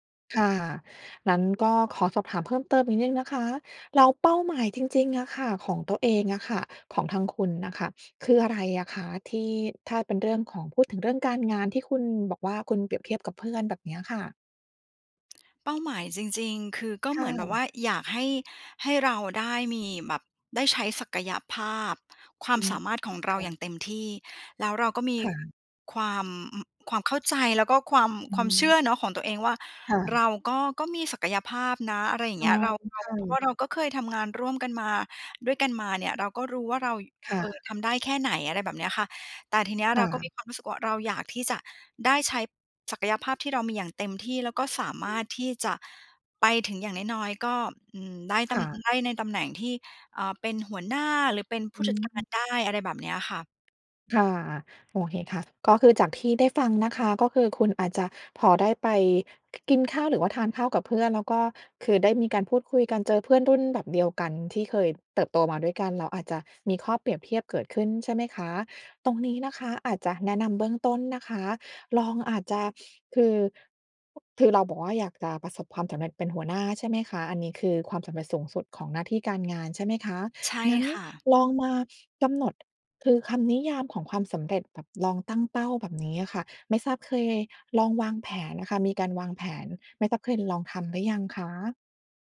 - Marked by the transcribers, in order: none
- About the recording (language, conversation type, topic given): Thai, advice, ควรเริ่มยังไงเมื่อฉันมักเปรียบเทียบความสำเร็จของตัวเองกับคนอื่นแล้วรู้สึกท้อ?